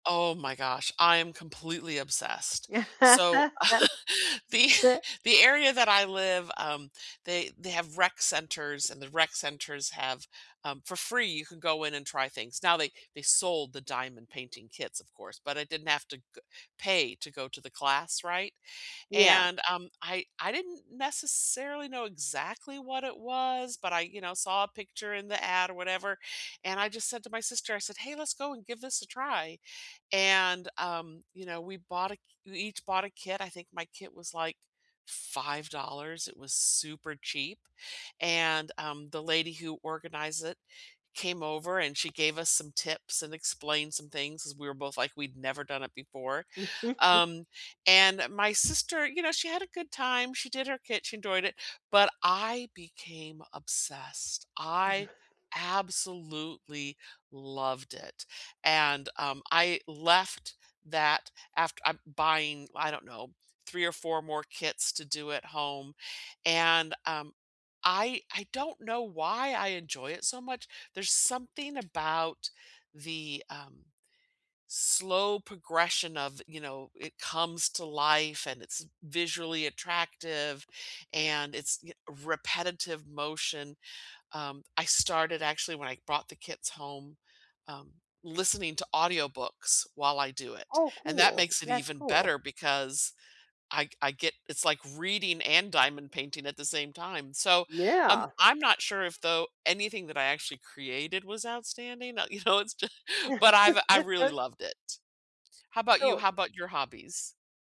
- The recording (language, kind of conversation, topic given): English, unstructured, What is the coolest thing you have created or done as part of a hobby?
- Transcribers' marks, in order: laugh; chuckle; tapping; chuckle; other background noise; chuckle; laughing while speaking: "you know, it's ju"; laugh